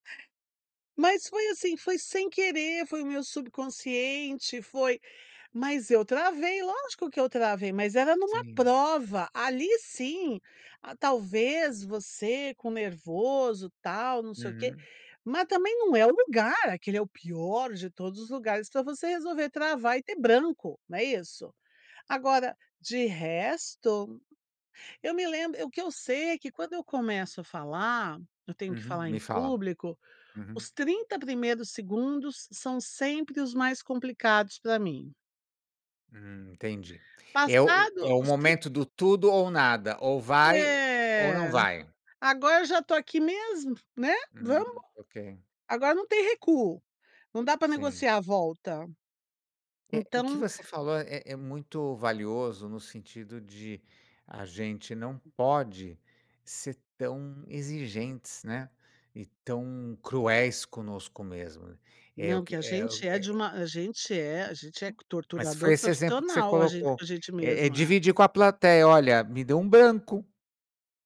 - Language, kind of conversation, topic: Portuguese, podcast, Como falar em público sem ficar paralisado de medo?
- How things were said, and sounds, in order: tapping